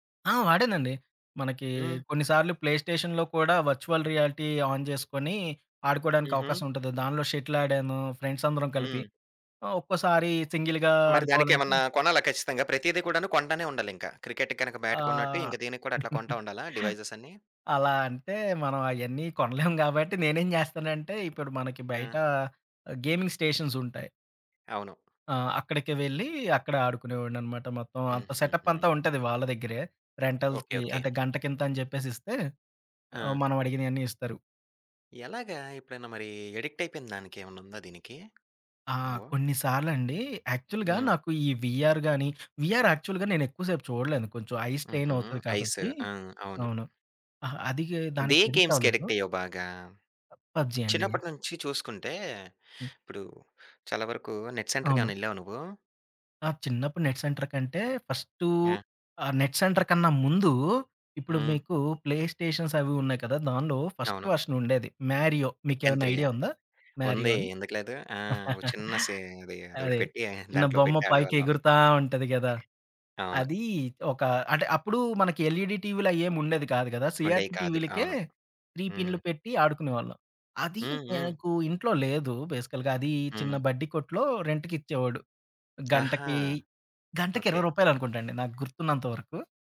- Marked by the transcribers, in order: in English: "ప్లే స్టేషన్‌లో"; in English: "వర్చువల్ రియాలిటీ ఆన్"; in English: "షటిల్"; tapping; in English: "సింగిల్‌గా"; in English: "బ్యాట్"; giggle; giggle; in English: "గేమింగ్"; in English: "రెంటల్‌కి"; in English: "యాక్చువల్‌గా"; in English: "వీఆర్"; in English: "వీఆర్ యాక్చువల్‌గా"; in English: "ఐ స్ట్రెయిన్"; in English: "గేమ్స్‌కెడిక్టయ్యావు"; other background noise; in English: "పబ్‌జి"; in English: "నెట్ సెంటర్‌కేమైనా"; in English: "నెట్"; in English: "నెట్ సెంటర్"; in English: "ప్లే"; in English: "ఫస్ట్ వర్షన్"; in English: "మ్యారియో"; in English: "మ్యారియో"; chuckle; in English: "ఎల్‌ఈడీ"; in English: "సీఆర్‌పి"; in English: "త్రీ"; in English: "బేసికల్‌గా"; in English: "రెంట్‌కిచ్చేవాడు"
- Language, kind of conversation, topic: Telugu, podcast, కల్పిత ప్రపంచాల్లో ఉండటం మీకు ఆకర్షణగా ఉందా?
- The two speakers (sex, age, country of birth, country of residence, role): male, 25-29, India, Finland, host; male, 30-34, India, India, guest